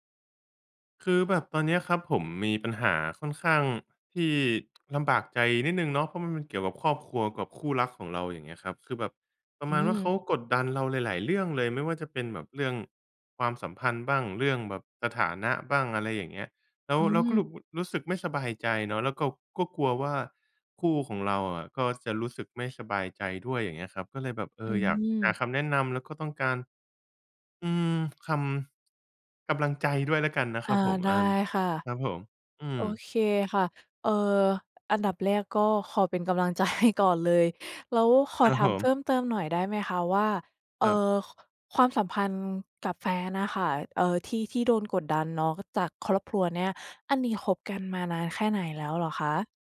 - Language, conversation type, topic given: Thai, advice, คุณรับมืออย่างไรเมื่อถูกครอบครัวของแฟนกดดันเรื่องความสัมพันธ์?
- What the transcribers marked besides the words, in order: laughing while speaking: "ใจ"